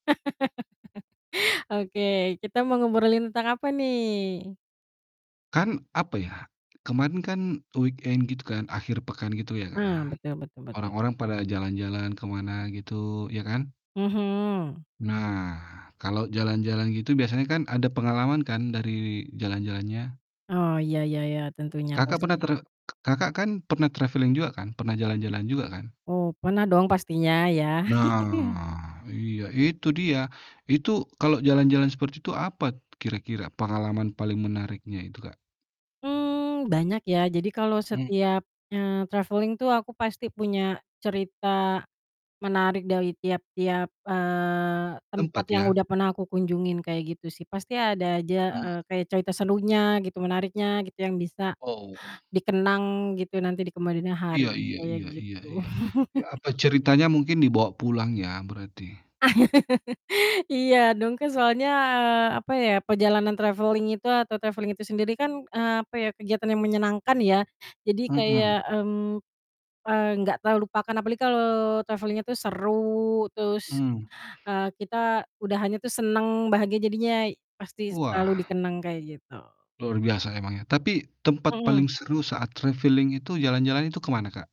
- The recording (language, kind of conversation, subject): Indonesian, unstructured, Apa pengalaman paling menarik yang pernah kamu alami saat bepergian?
- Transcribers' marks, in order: laugh; in English: "weekend"; static; drawn out: "Nah"; distorted speech; tsk; in English: "traveling"; drawn out: "Nah"; chuckle; tapping; in English: "traveling"; drawn out: "eee"; chuckle; laugh; in English: "traveling"; in English: "traveling"; in English: "traveling-nya"; other background noise; in English: "traveling"